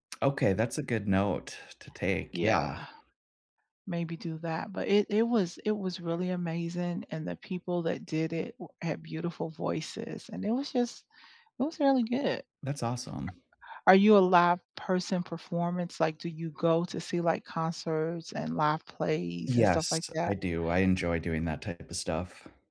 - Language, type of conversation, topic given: English, unstructured, If you could reboot your favorite story, who would you cast, and how would you reimagine it?
- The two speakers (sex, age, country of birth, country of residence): female, 55-59, United States, United States; male, 40-44, United States, United States
- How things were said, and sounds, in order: tapping